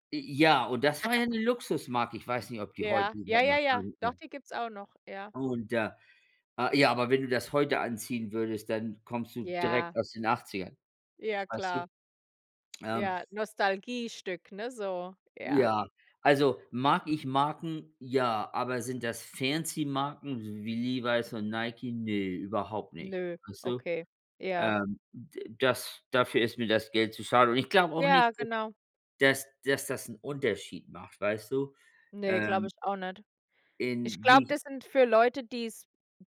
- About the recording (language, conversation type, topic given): German, unstructured, Wie würdest du deinen Stil beschreiben?
- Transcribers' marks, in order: giggle; unintelligible speech